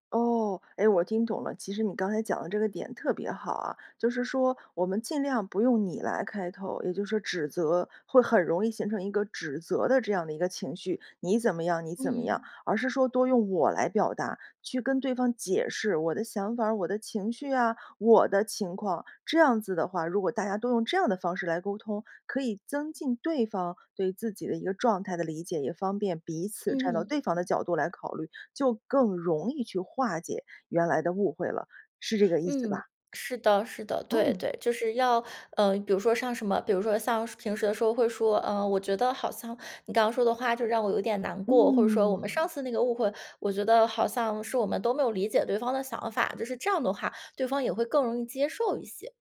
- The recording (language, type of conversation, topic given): Chinese, podcast, 你会怎么修复沟通中的误解？
- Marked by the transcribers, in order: stressed: "我"; other background noise